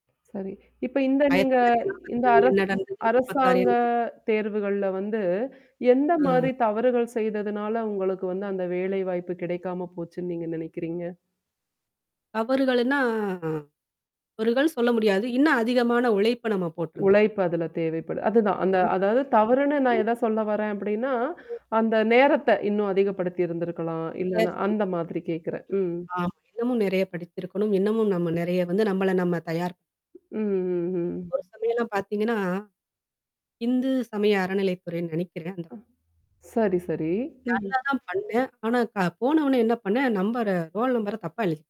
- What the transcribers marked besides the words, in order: other background noise; distorted speech; unintelligible speech; unintelligible speech; static; mechanical hum; in English: "ரோல்"
- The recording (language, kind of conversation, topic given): Tamil, podcast, தேர்வு முடிந்தபோது நீங்கள் செய்த ஒரு தவறை எப்படி சமாளித்தீர்கள்?